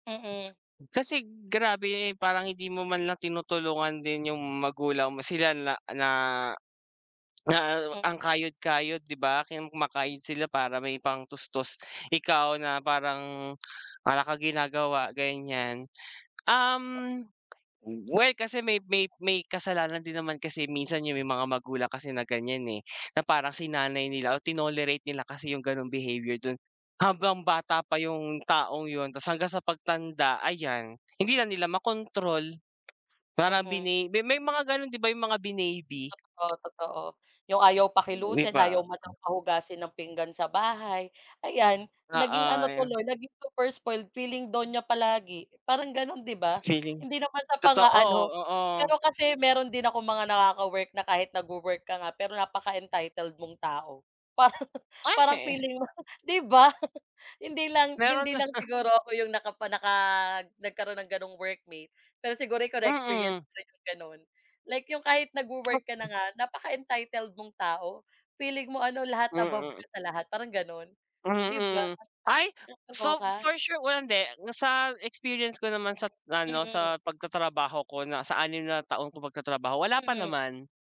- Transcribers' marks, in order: tapping; other background noise; laughing while speaking: "parang"; laughing while speaking: "mo"; chuckle
- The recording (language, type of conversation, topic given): Filipino, unstructured, Ano ang palagay mo sa mga taong laging umaasa sa pera ng iba?